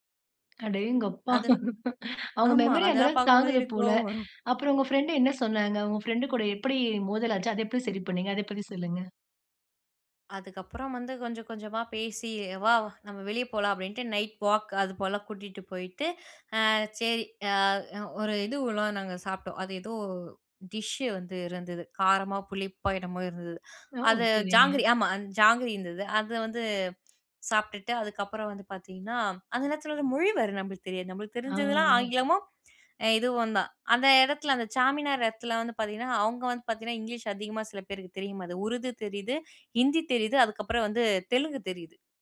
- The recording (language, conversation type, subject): Tamil, podcast, பயண நண்பர்களோடு ஏற்பட்ட மோதலை நீங்கள் எப்படிச் தீர்த்தீர்கள்?
- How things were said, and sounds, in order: other background noise; chuckle; in English: "நைட் வாக்"; in English: "டிஷ்ஷு"; drawn out: "ஆ"